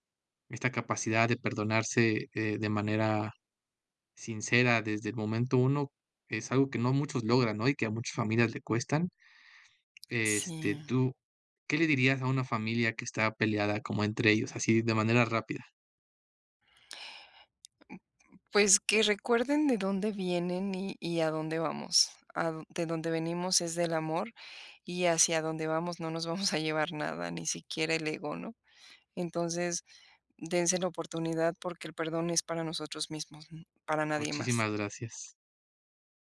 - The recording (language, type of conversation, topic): Spanish, podcast, ¿Cómo piden disculpas en tu hogar?
- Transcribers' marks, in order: laughing while speaking: "a"